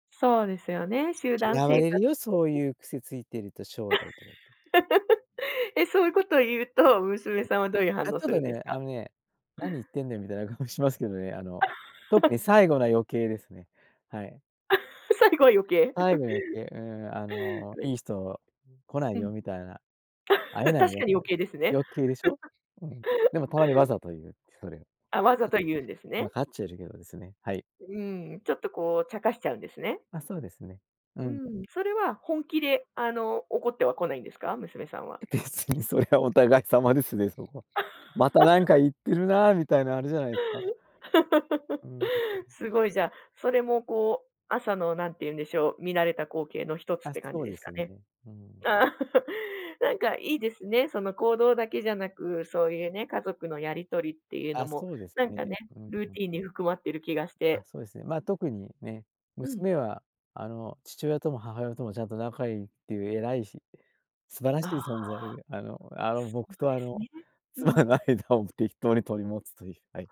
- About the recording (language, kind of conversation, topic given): Japanese, podcast, 家族の朝の支度は、普段どんな段取りで進めていますか？
- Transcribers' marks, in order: unintelligible speech; laugh; laugh; laugh; laughing while speaking: "最後は余計"; laugh; unintelligible speech; laugh; laugh; laughing while speaking: "別にそれはお互い様ですね"; laugh; laugh; other background noise; laughing while speaking: "妻の間を"